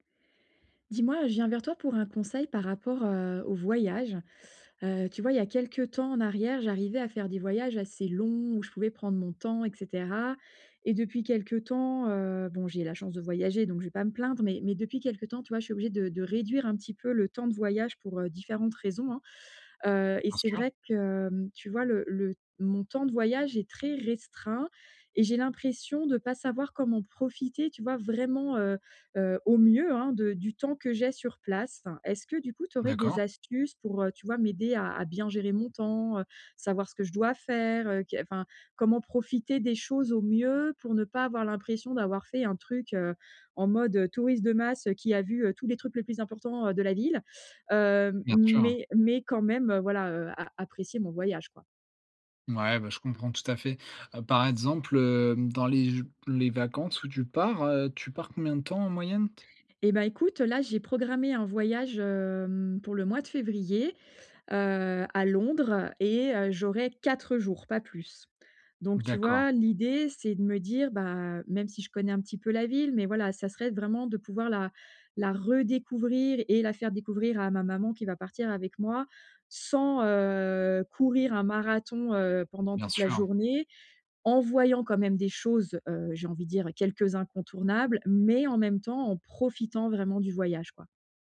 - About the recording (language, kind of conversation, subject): French, advice, Comment profiter au mieux de ses voyages quand on a peu de temps ?
- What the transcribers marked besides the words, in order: stressed: "longs"; other background noise; stressed: "vraiment"; stressed: "mieux"; stressed: "faire"; "exemple" said as "etzemple"; "moyenne" said as "moyennete"; stressed: "quatre"; drawn out: "heu"; stressed: "mais"; stressed: "profitant"